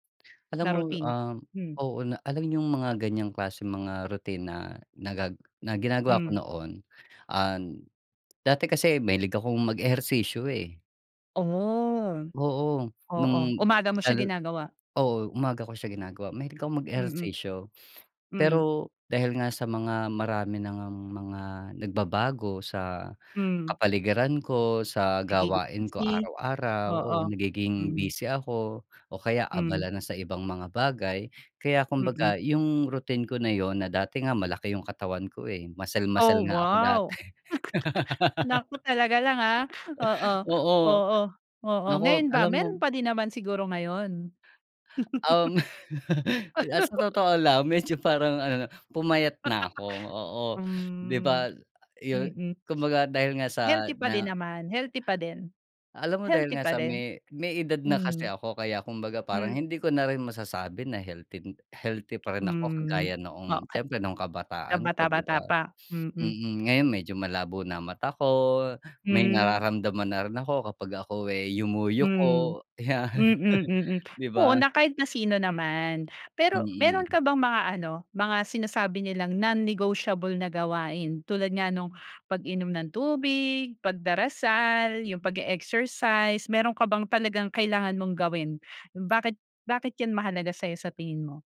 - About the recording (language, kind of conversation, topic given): Filipino, podcast, Ano ang ginagawa mo tuwing umaga para manatili kang masigla buong araw?
- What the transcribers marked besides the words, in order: other background noise; tapping; laugh; chuckle; laugh; chuckle; chuckle